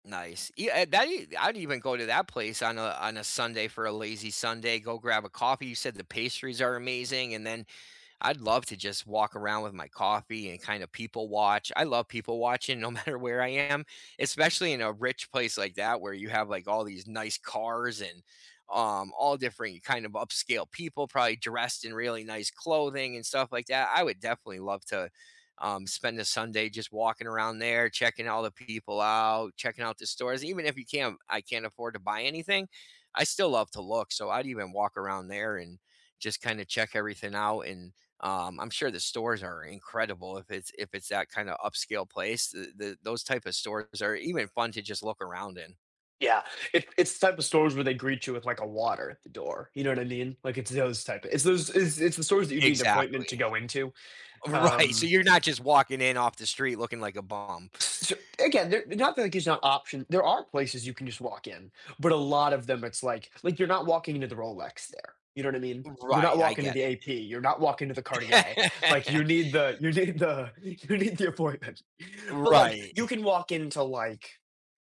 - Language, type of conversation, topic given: English, unstructured, What does your ideal lazy Sunday look like from start to finish?
- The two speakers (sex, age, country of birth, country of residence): male, 18-19, United States, United States; male, 45-49, United States, United States
- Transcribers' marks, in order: laughing while speaking: "matter"; laughing while speaking: "Right"; other background noise; laugh; laughing while speaking: "need the, you need the appointment"